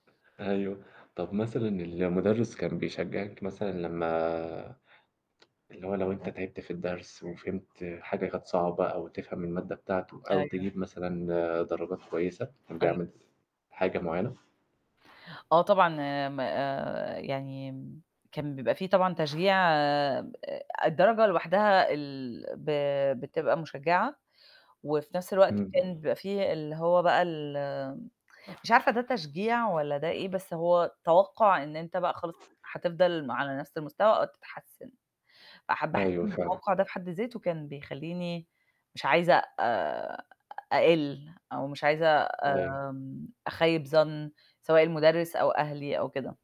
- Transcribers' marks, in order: tsk; other background noise; distorted speech; tapping
- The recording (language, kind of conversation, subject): Arabic, unstructured, إيه أجمل ذكرى عندك مع مُدرّس؟
- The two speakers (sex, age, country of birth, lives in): female, 40-44, Egypt, United States; male, 20-24, Egypt, Egypt